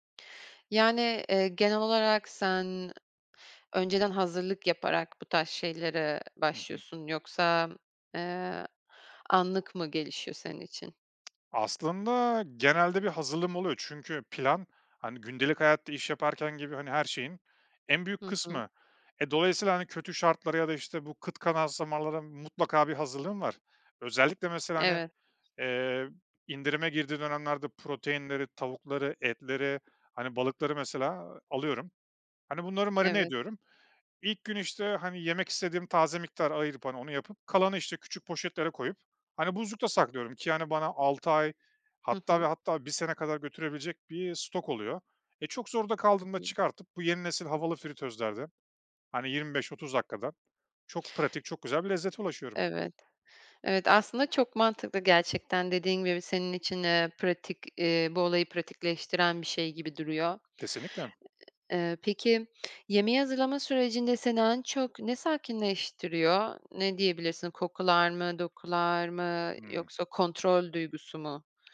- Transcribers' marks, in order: other background noise; tapping
- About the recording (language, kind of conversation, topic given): Turkish, podcast, Basit bir yemek hazırlamak seni nasıl mutlu eder?
- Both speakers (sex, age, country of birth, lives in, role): female, 25-29, Turkey, France, host; male, 35-39, Turkey, Estonia, guest